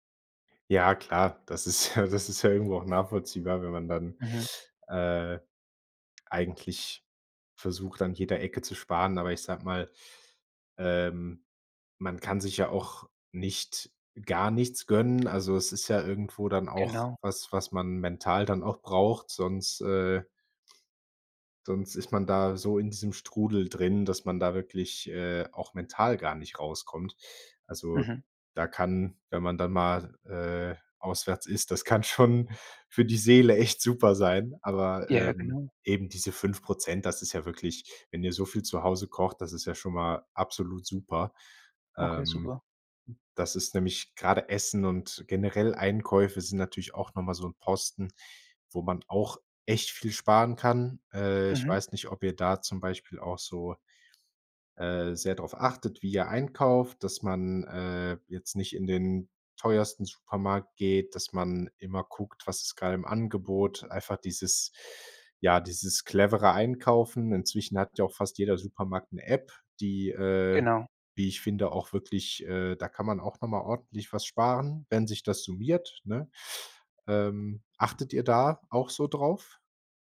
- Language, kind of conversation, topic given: German, advice, Wie komme ich bis zum Monatsende mit meinem Geld aus?
- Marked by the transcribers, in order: laughing while speaking: "ist ja"; laughing while speaking: "schon"